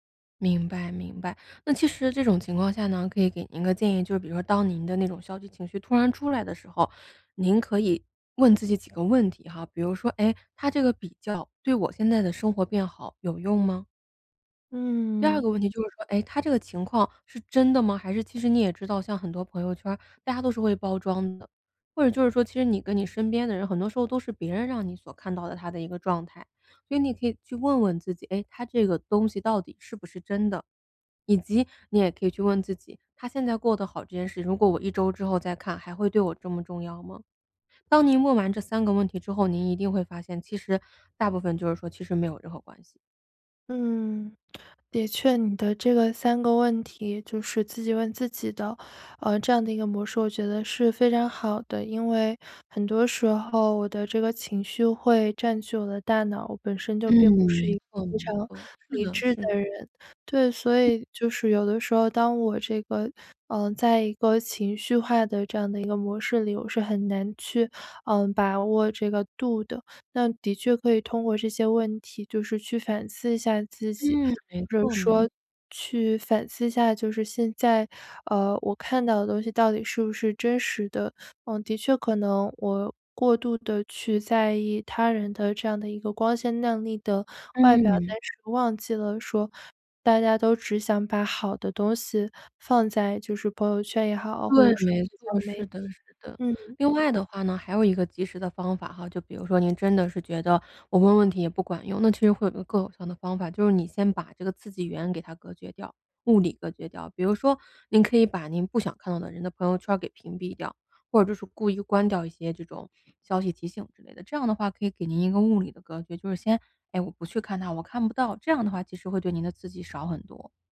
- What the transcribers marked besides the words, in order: tsk
- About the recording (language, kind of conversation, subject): Chinese, advice, 我总是容易被消极比较影响情绪，该怎么做才能不让心情受影响？